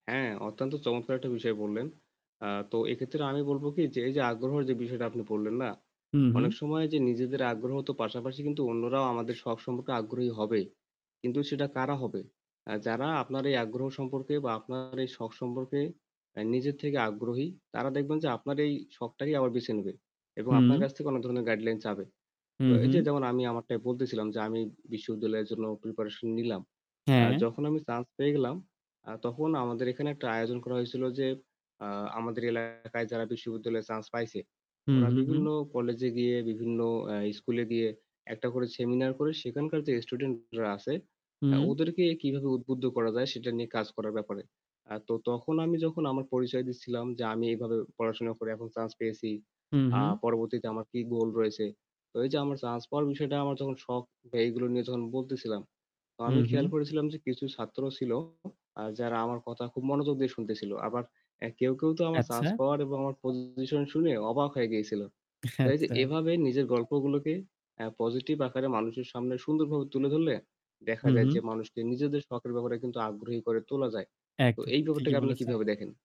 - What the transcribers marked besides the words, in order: static; other background noise; distorted speech; in English: "seminar"; chuckle; tapping
- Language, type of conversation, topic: Bengali, unstructured, তোমার প্রিয় শখ কী, আর সেটি তোমাকে কেন আনন্দ দেয়?